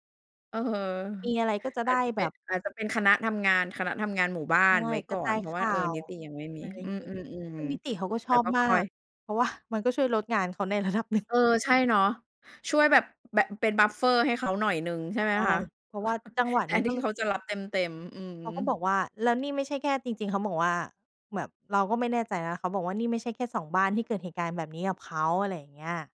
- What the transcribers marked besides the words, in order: chuckle; other noise; laughing while speaking: "ว่า"; laughing while speaking: "ระดับหนึ่ง"; in English: "บัฟเฟอร์"; laugh
- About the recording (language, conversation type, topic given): Thai, podcast, เมื่อเกิดความขัดแย้งในชุมชน เราควรเริ่มต้นพูดคุยกันอย่างไรก่อนดี?